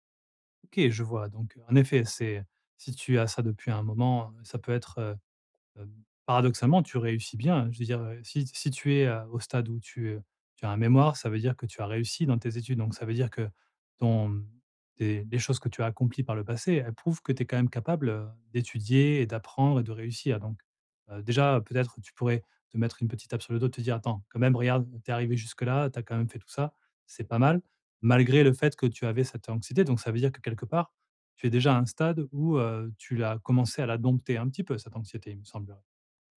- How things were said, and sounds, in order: none
- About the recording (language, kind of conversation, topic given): French, advice, Comment puis-je célébrer mes petites victoires quotidiennes pour rester motivé ?